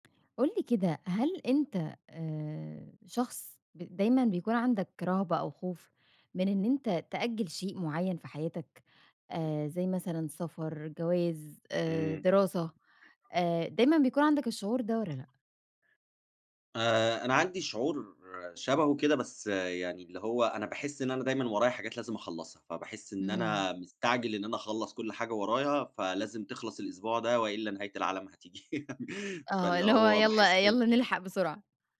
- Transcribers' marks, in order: unintelligible speech; other background noise; laugh
- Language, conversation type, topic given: Arabic, podcast, هل بتأجل عشان خايف تندم؟